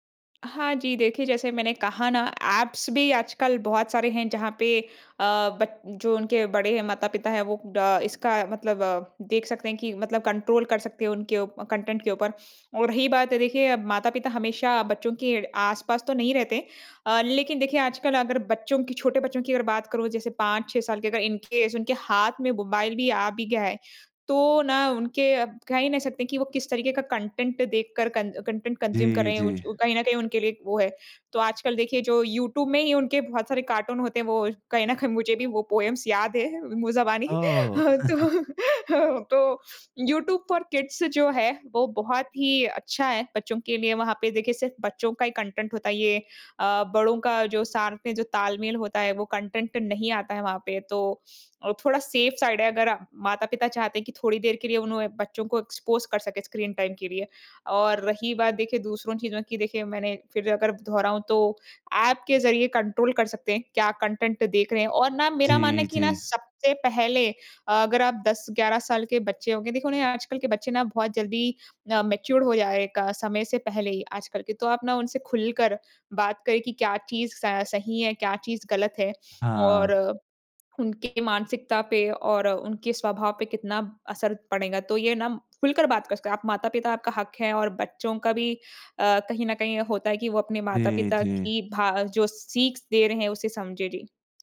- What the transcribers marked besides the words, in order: in English: "बट"; in English: "कंट्रोल"; in English: "कंटेंट"; in English: "इन केस"; in English: "कंटेंट"; in English: "कंटेंट कंज्यूम"; laughing while speaking: "मुझे भी वो पोएम्स याद हैं मुँह ज़बानी। तो तो"; in English: "पोएम्स"; chuckle; in English: "किड्स"; in English: "कंटेंट"; in English: "कंटेंट"; in English: "सेफ साइड"; in English: "एक्सपोज"; in English: "स्क्रीन टाइम"; in English: "कंट्रोल"; in English: "कंटेंट"; in English: "मैच्योर"
- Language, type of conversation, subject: Hindi, podcast, बच्चों के स्क्रीन समय पर तुम क्या सलाह दोगे?
- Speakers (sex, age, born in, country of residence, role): female, 25-29, India, India, guest; male, 20-24, India, India, host